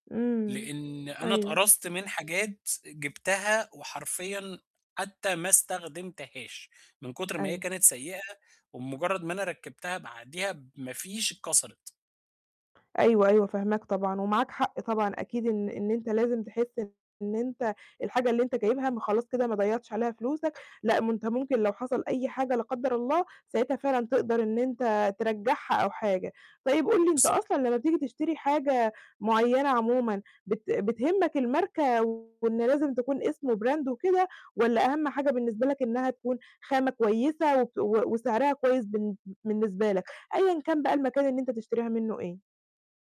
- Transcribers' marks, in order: distorted speech; in English: "Brand"; "بالنسبة" said as "مالنسبة"
- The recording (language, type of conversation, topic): Arabic, advice, إزاي أتعلم أشتري بذكاء عشان أجيب حاجات وهدوم بجودة كويسة وبسعر معقول؟